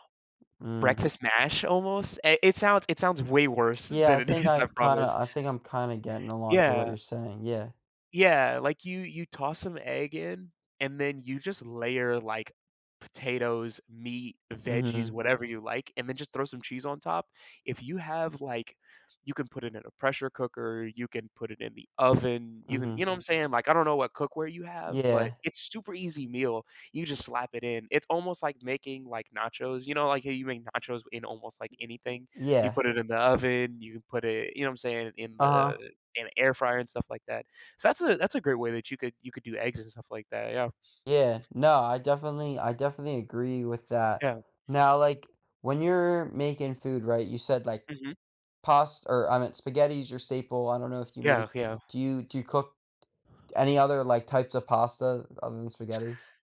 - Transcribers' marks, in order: other background noise; laughing while speaking: "than it is"; tapping
- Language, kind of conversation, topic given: English, unstructured, What makes a home-cooked meal special to you?
- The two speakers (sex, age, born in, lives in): male, 20-24, United States, United States; male, 20-24, United States, United States